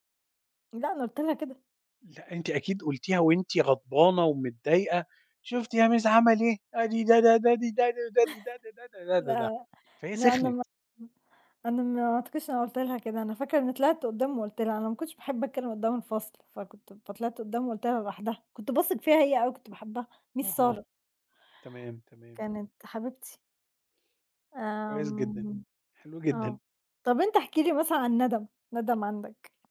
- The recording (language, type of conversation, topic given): Arabic, unstructured, إيه أهم درس اتعلمته من غلطاتك في حياتك؟
- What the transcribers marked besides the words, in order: put-on voice: "شُفتِ يا مِس عَمَل إيه … ده، ده، ده"; chuckle; unintelligible speech; in English: "Miss"; tapping